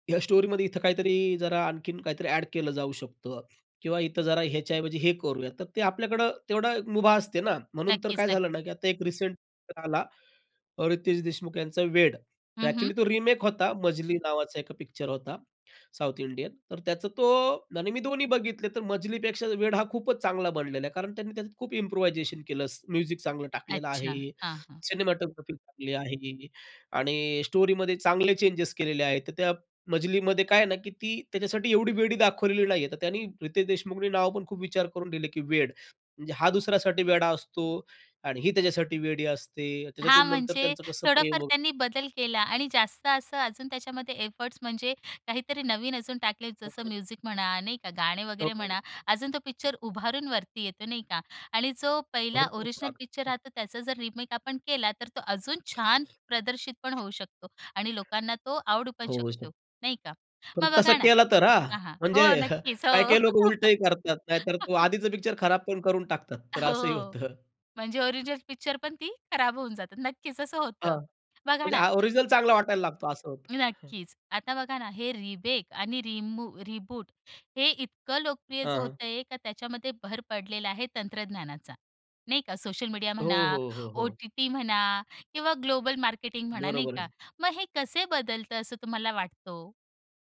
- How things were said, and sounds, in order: in English: "स्टोरीमध्ये"; other background noise; in English: "रिसेंट"; in English: "इम्प्रुव्हायझेशन"; in English: "स्टोरीमध्ये"; in English: "चेंजेस"; in English: "एफर्ट्स"; unintelligible speech; tapping; unintelligible speech; chuckle; laugh; laughing while speaking: "हो, म्हणजे ओरिजिनल पिक्चर पण ती खराब होऊन जाते. नक्कीच असं होतं"; laughing while speaking: "असंही होतं"; "रिमेक" said as "रिबेक"; in English: "ग्लोबल मार्केटिंग"
- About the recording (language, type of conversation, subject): Marathi, podcast, रीमेक आणि रीबूट इतके लोकप्रिय का होतात असे तुम्हाला वाटते?